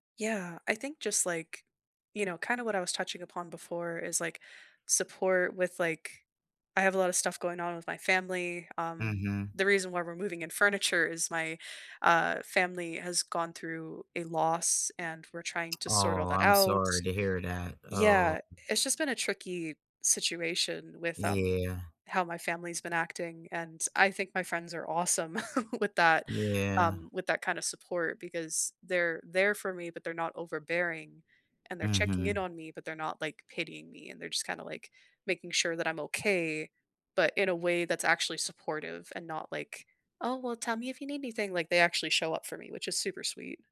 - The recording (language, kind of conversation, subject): English, unstructured, What does friendship mean to you right now, and how are you nurturing those connections?
- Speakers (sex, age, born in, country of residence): female, 25-29, United States, Canada; female, 70-74, United States, United States
- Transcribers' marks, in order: tapping; chuckle; other background noise; put-on voice: "Oh well, tell me if you need anything"